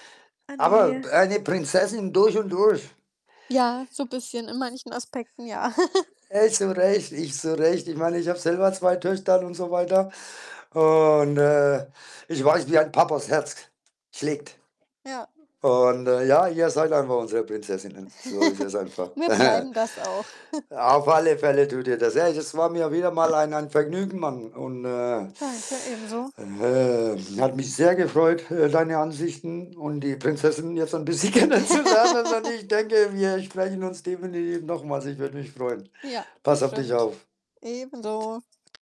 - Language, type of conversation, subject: German, unstructured, Hast du ein Lieblingsfoto aus deiner Kindheit, und warum ist es für dich besonders?
- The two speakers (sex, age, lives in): female, 25-29, Germany; male, 45-49, Germany
- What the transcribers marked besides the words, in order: distorted speech; background speech; other background noise; chuckle; chuckle; chuckle; laughing while speaking: "kennenzulernen"; chuckle